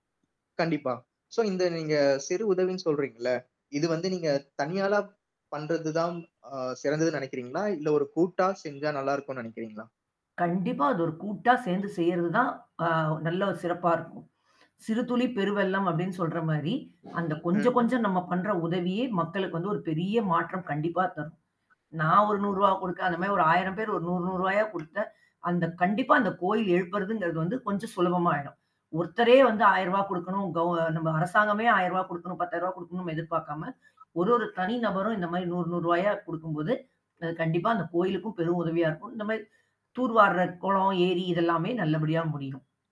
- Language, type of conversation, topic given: Tamil, podcast, ஒரு சமூகத்தில் செய்யப்படும் சிறிய உதவிகள் எப்படி பெரிய மாற்றத்தை உருவாக்கும் என்று நீங்கள் நினைக்கிறீர்கள்?
- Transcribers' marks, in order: other background noise; in English: "சோ"; horn; static; other noise; tapping; distorted speech